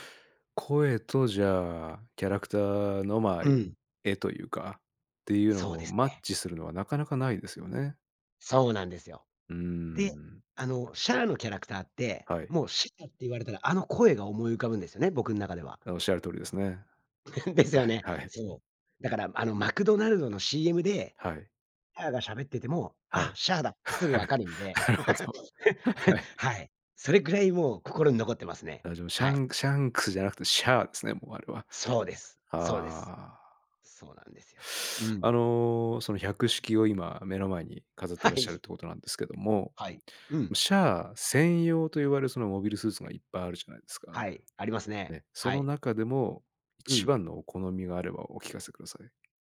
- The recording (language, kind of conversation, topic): Japanese, podcast, アニメで心に残ったキャラクターは誰ですか？
- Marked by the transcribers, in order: chuckle; laughing while speaking: "はい はい"; laugh; laughing while speaking: "なるほど"; laugh; tapping; laughing while speaking: "はい"